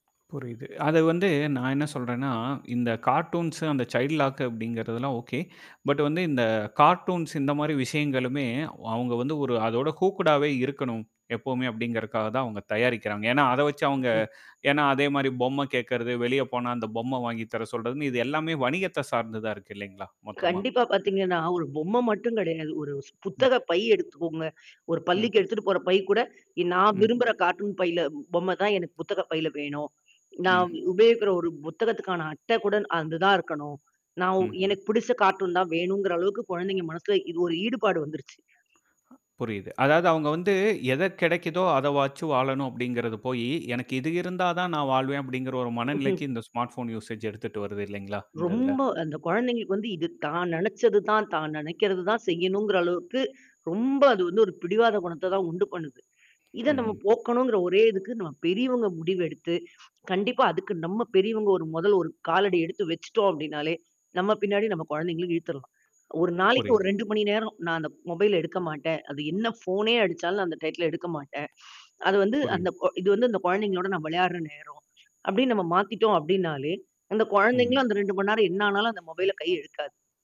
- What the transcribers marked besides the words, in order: in English: "கார்ட்டூன்ஸ்"; in English: "சைல்ட் லாக்"; in English: "பட்"; in English: "கார்ட்டூன்ஸ்"; tapping; in English: "ஹூக்கட்டாவே"; distorted speech; other background noise; "அது" said as "அந்து"; other noise; chuckle; in English: "ஸ்மார்ட் போன் யூசேஜ்"; in English: "மொபைல்ல"; in English: "மொபைல"
- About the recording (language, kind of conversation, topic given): Tamil, podcast, ஸ்மார்ட்போன் பயன்படுத்தும் பழக்கத்தை எப்படிக் கட்டுப்படுத்தலாம்?